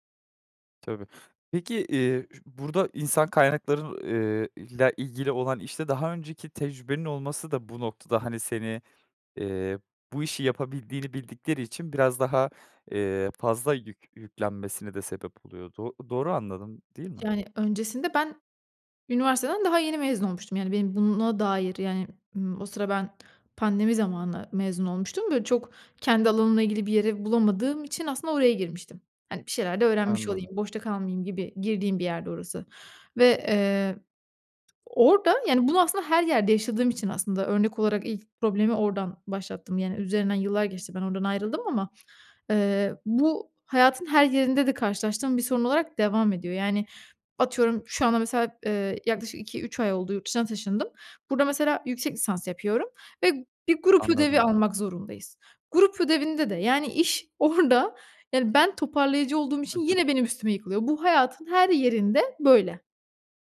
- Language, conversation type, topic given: Turkish, advice, İş yerinde sürekli ulaşılabilir olmanız ve mesai dışında da çalışmanız sizden bekleniyor mu?
- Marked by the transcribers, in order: tapping; other background noise; laughing while speaking: "orada"; chuckle